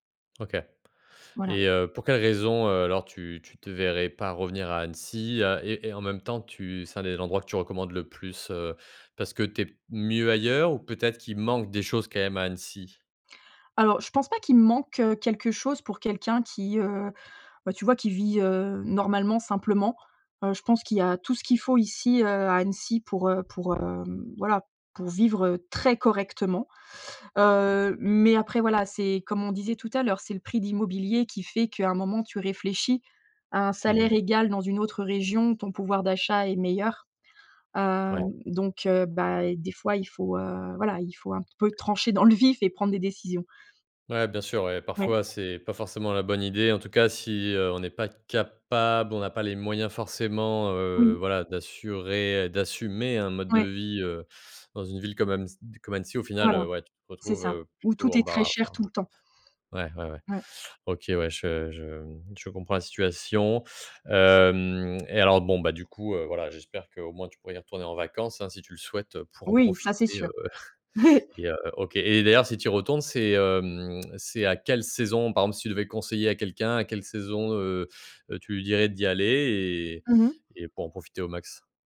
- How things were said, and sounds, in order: other background noise; stressed: "très"; other noise; stressed: "d'assumer"; chuckle
- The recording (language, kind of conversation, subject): French, podcast, Quel endroit recommandes-tu à tout le monde, et pourquoi ?